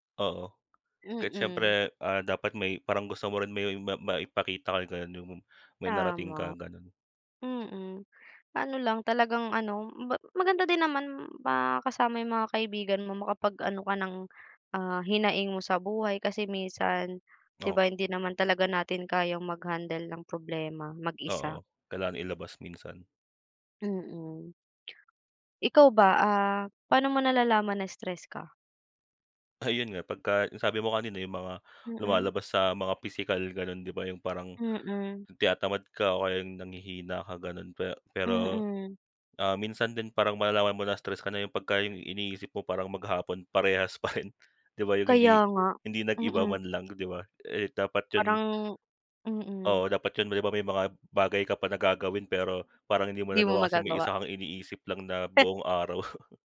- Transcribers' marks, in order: other background noise; unintelligible speech; tapping; laughing while speaking: "Ayun"; laughing while speaking: "pa rin"; scoff; laugh
- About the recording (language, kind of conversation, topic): Filipino, unstructured, Paano mo inilalarawan ang pakiramdam ng stress sa araw-araw?